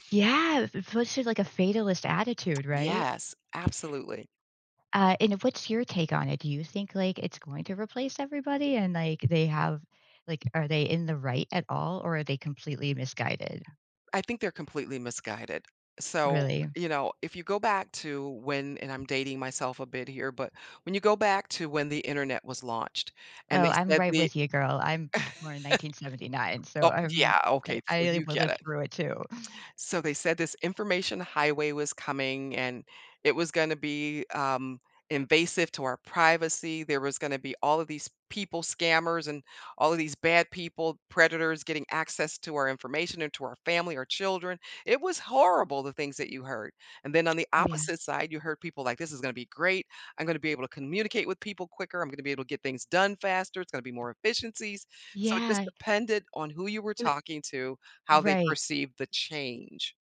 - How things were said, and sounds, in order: laugh; other background noise
- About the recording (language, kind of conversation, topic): English, podcast, How do workplace challenges shape your professional growth and outlook?
- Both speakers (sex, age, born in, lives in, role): female, 45-49, United States, United States, host; female, 60-64, United States, United States, guest